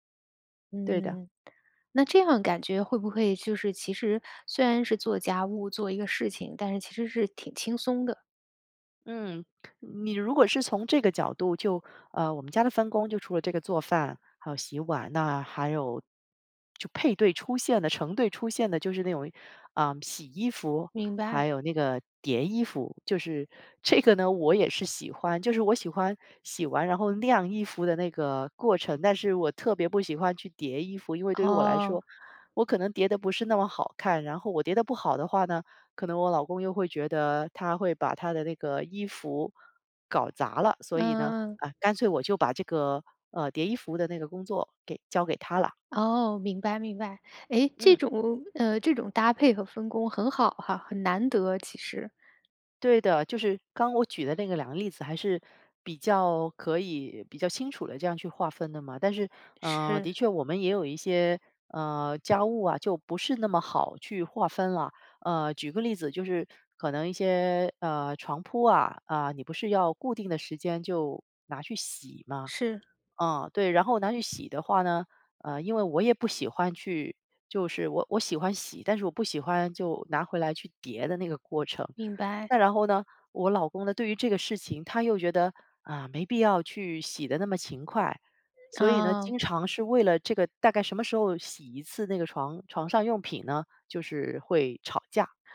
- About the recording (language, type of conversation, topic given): Chinese, podcast, 如何更好地沟通家务分配？
- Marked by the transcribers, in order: inhale; other background noise